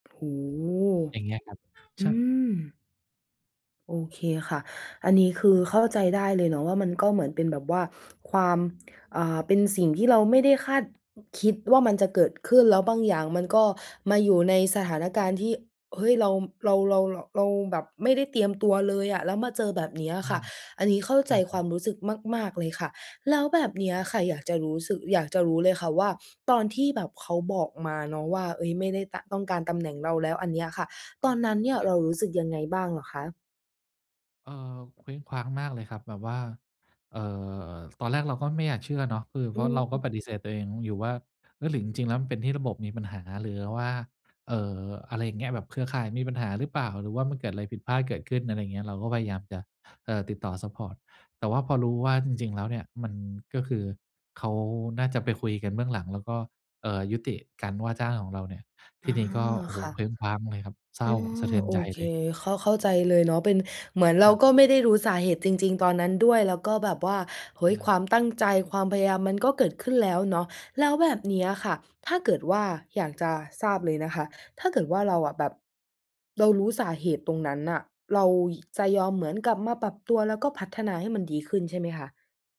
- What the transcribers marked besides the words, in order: background speech
- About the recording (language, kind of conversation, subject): Thai, advice, ฉันจะเริ่มก้าวข้ามความกลัวความล้มเหลวและเดินหน้าต่อได้อย่างไร?